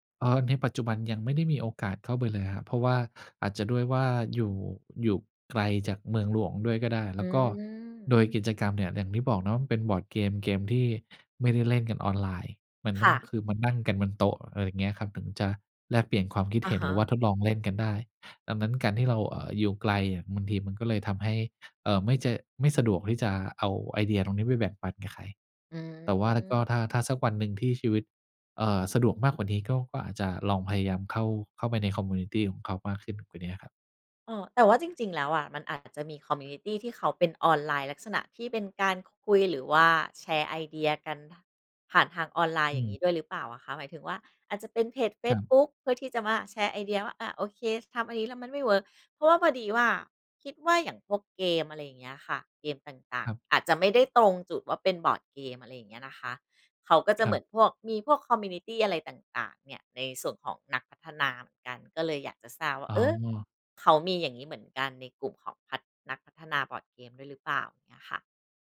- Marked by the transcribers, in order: in English: "คอมมิวนิตี"; in English: "คอมมิวนิตี"; in English: "คอมมิวนิตี"
- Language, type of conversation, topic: Thai, podcast, ทำอย่างไรถึงจะค้นหาความสนใจใหม่ๆ ได้เมื่อรู้สึกตัน?